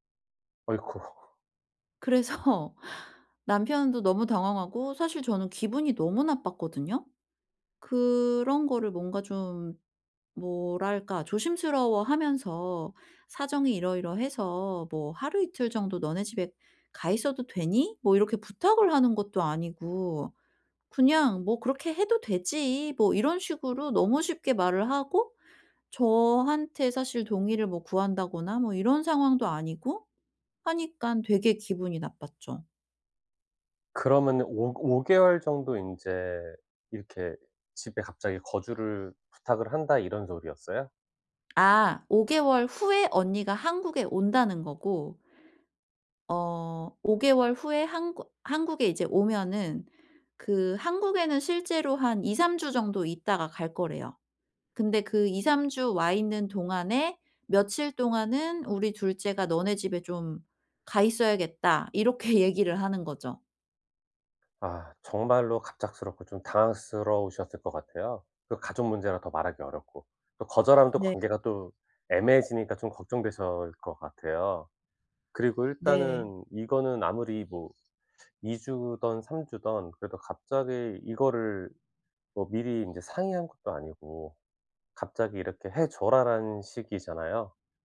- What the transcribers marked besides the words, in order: other background noise; "걱정되실" said as "걱정되셜"
- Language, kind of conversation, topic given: Korean, advice, 이사할 때 가족 간 갈등을 어떻게 줄일 수 있을까요?